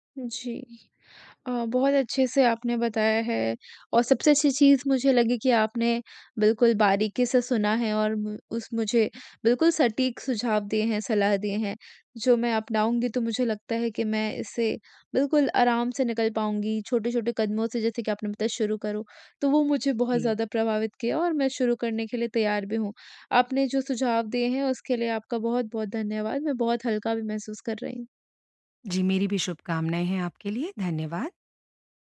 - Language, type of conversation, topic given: Hindi, advice, ब्रेकअप के बाद मैं अकेलापन कैसे संभालूँ और खुद को फिर से कैसे पहचानूँ?
- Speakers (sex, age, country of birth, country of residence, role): female, 45-49, India, India, user; female, 50-54, India, India, advisor
- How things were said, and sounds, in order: none